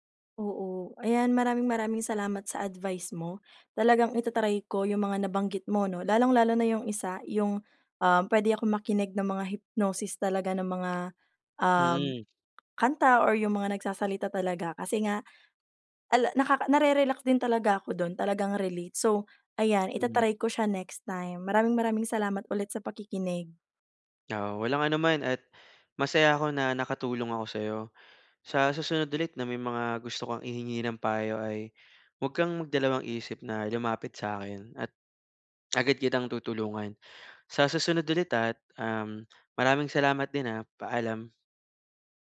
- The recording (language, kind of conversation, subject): Filipino, advice, Paano ako makakapagpahinga at makarelaks kung madalas akong naaabala ng ingay o mga alalahanin?
- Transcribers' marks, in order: in English: "hypnosis"; lip smack